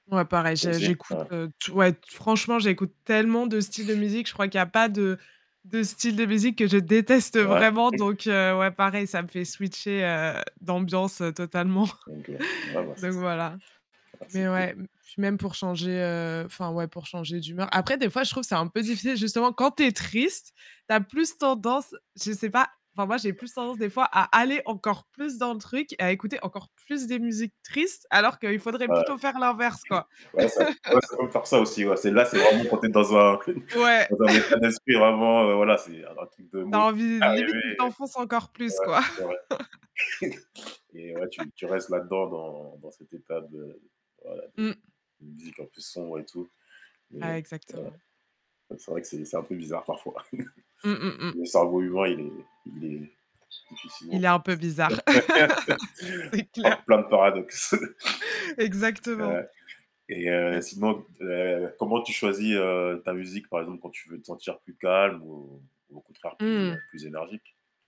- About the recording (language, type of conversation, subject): French, unstructured, Comment la musique te connecte-t-elle à tes émotions ?
- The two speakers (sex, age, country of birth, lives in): female, 25-29, France, France; male, 45-49, France, France
- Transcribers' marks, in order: static; distorted speech; unintelligible speech; laughing while speaking: "déteste"; laugh; tapping; laugh; laugh; laugh; unintelligible speech; laugh; chuckle; laugh; chuckle; unintelligible speech; laugh